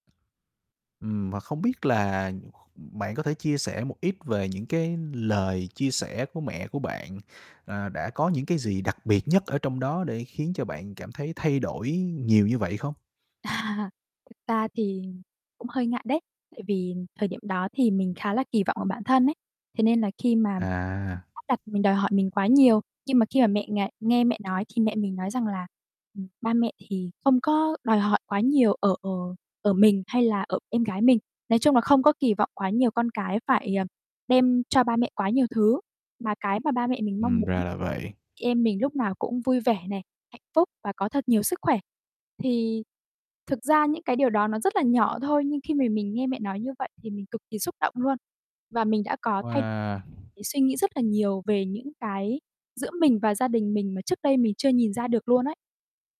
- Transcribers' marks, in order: tapping; other noise; laughing while speaking: "À"; unintelligible speech; static; distorted speech
- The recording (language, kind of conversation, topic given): Vietnamese, podcast, Bạn có kỷ niệm Tết nào thật đáng nhớ không?